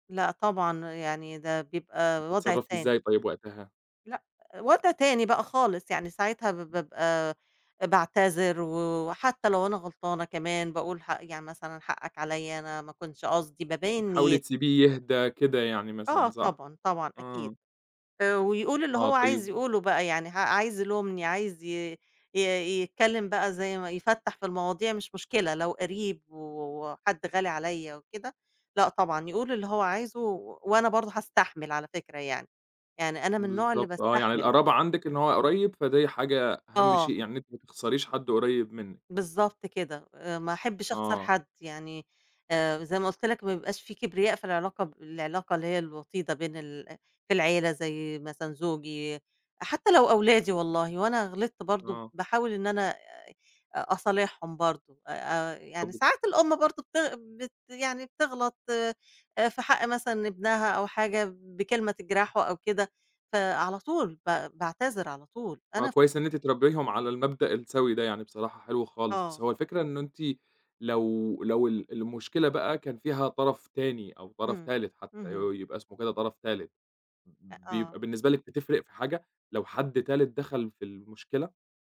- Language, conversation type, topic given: Arabic, podcast, إزاي أصلّح علاقتي بعد سوء تفاهم كبير؟
- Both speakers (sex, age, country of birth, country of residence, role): female, 65-69, Egypt, Egypt, guest; male, 25-29, Egypt, Egypt, host
- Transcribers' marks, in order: unintelligible speech